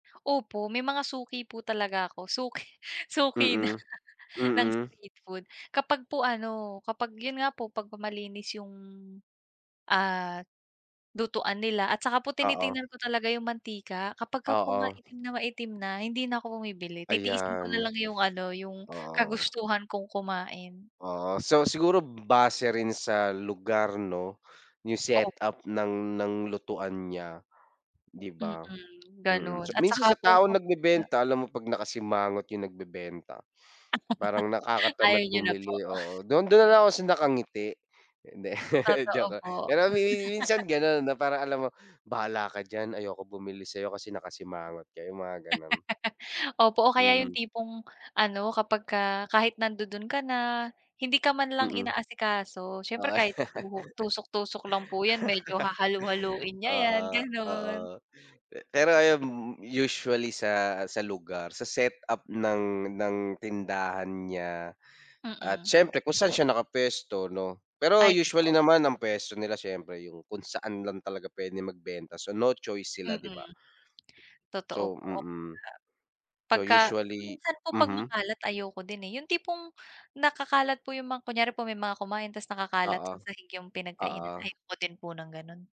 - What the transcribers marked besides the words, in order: laughing while speaking: "Suki suki na"; other background noise; chuckle; chuckle; chuckle; laugh; tapping
- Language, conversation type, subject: Filipino, unstructured, Ano ang paborito mong pagkaing kalye at bakit?